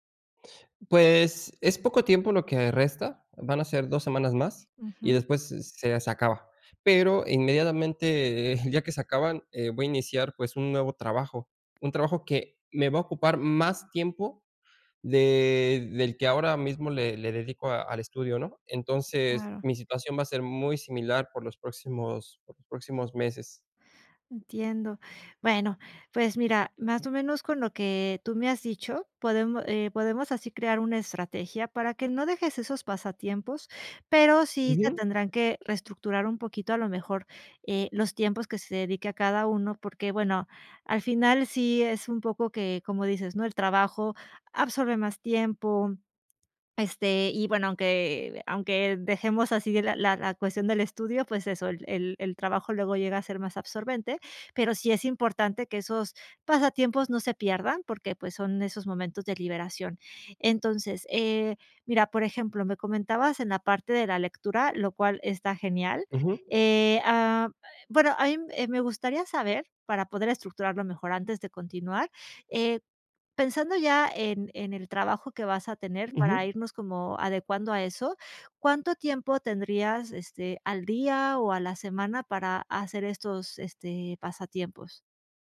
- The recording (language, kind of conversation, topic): Spanish, advice, ¿Cómo puedo equilibrar mis pasatiempos y responsabilidades diarias?
- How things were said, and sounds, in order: tapping